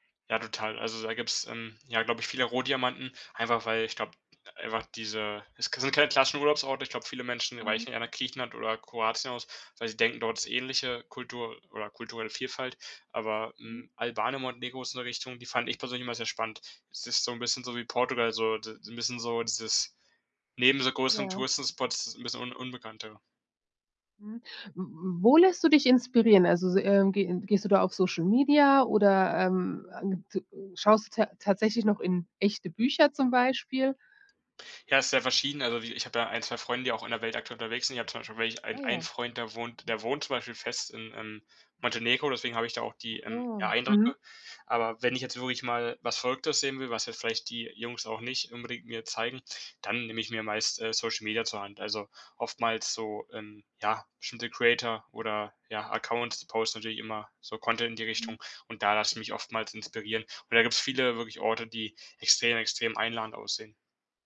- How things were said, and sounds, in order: anticipating: "Ah, ja"
- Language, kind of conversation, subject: German, podcast, Wer hat dir einen Ort gezeigt, den sonst niemand kennt?